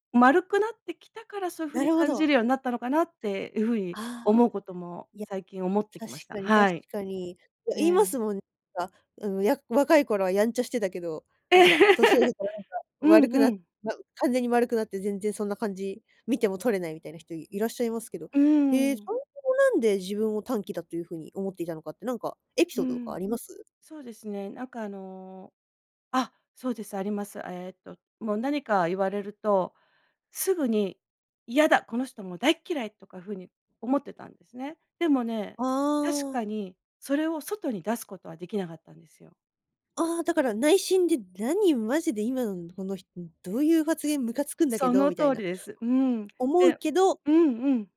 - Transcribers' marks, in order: laugh
- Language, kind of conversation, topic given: Japanese, podcast, 最近、自分について新しく気づいたことはありますか？